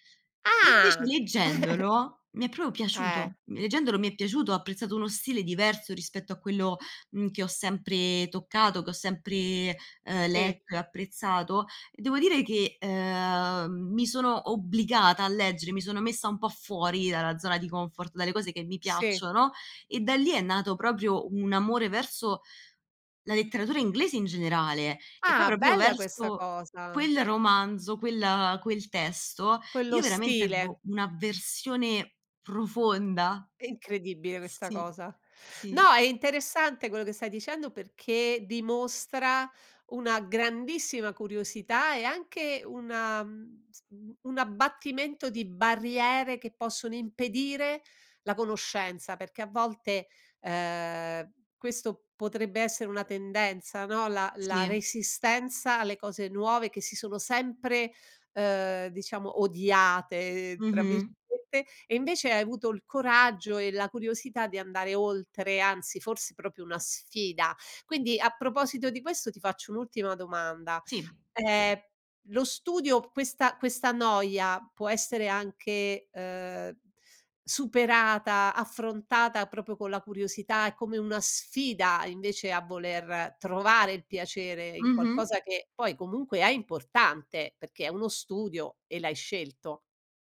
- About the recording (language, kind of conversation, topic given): Italian, podcast, Come fai a trovare la motivazione quando studiare ti annoia?
- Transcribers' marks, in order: chuckle; "proprio" said as "propio"; "proprio" said as "propio"; other background noise; "proprio" said as "propio"